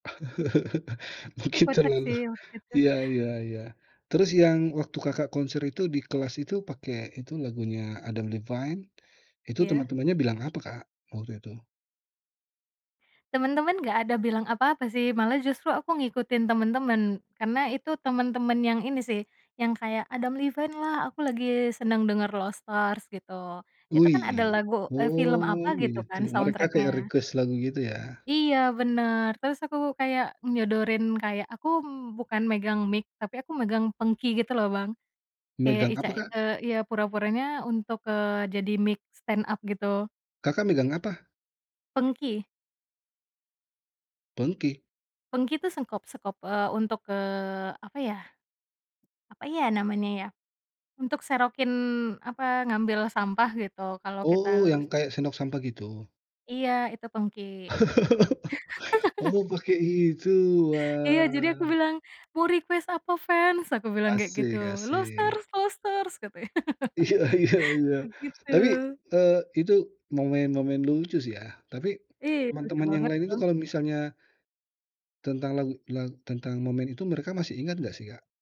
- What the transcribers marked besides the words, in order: chuckle; laughing while speaking: "Mungkin terlalu"; in English: "soundtrack-nya"; in English: "request"; in English: "stand up"; chuckle; laugh; in English: "request"; laughing while speaking: "Iya iya"; laugh
- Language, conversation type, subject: Indonesian, podcast, Lagu apa yang mengingatkanmu pada masa SMA?
- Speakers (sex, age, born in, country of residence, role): female, 25-29, Indonesia, Indonesia, guest; male, 35-39, Indonesia, Indonesia, host